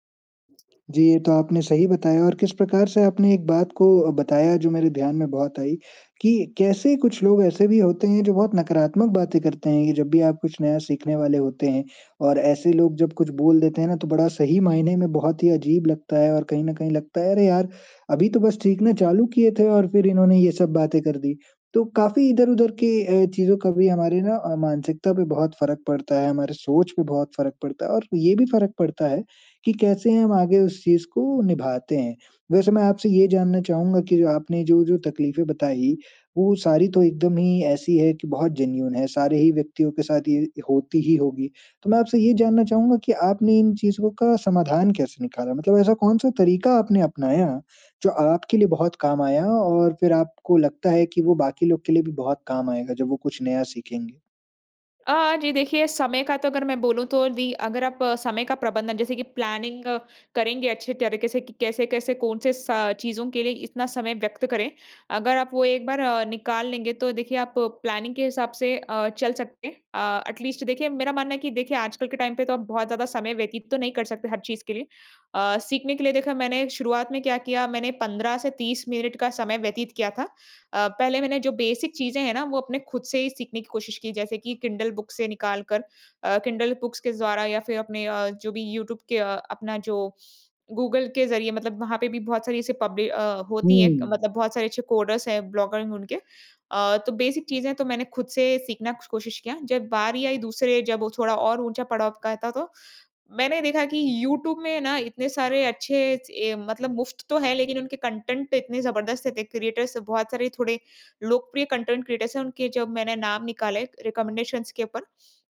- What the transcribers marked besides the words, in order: tapping; in English: "प्लानिंग"; in English: "प्लानिंग"; in English: "एटलीस्ट"; in English: "टाइम"; in English: "बेसिक"; in English: "बुक्स"; in English: "पब्लि"; in English: "कोडर्स"; in English: "ब्लॉगर"; in English: "बेसिक"; siren; in English: "कंटेंट"; in English: "क्रिएटर्स"; in English: "कंटेंट क्रिएटर्स"; in English: "रिकमेंडेशंस"
- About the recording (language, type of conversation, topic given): Hindi, podcast, नए कौशल सीखने में आपको सबसे बड़ी बाधा क्या लगती है?